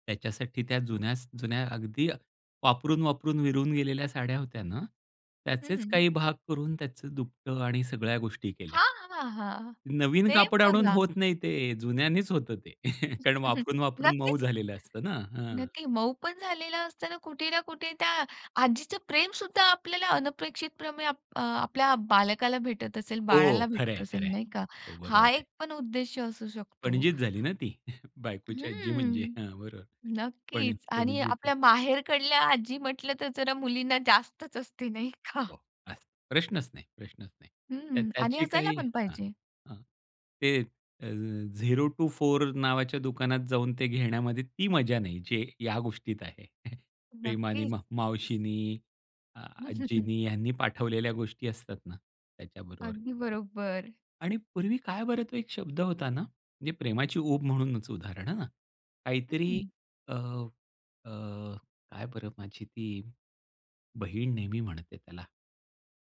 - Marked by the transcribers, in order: chuckle; "अनपेक्षितपणे" said as "अनपेक्षितप्रमे"; chuckle; drawn out: "हम्म"; laughing while speaking: "जास्तच असते, नाही का?"; tapping; in English: "झिरो टु फोर"; chuckle; other background noise; chuckle; stressed: "बरोबर"
- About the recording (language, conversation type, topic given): Marathi, podcast, तुम्हाला घरातील उब कशी जाणवते?